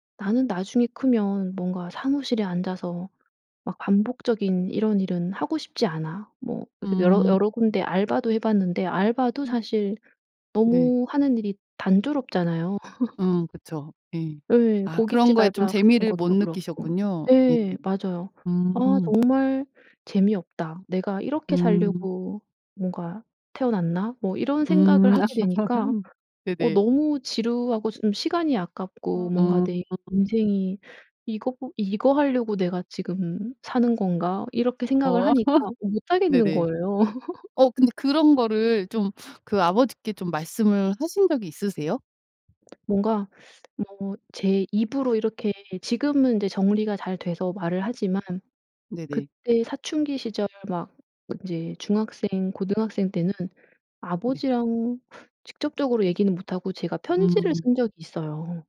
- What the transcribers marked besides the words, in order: tapping; laugh; other background noise; laugh; laugh; laugh; teeth sucking
- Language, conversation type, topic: Korean, podcast, 가족이 원하는 직업과 내가 하고 싶은 일이 다를 때 어떻게 해야 할까?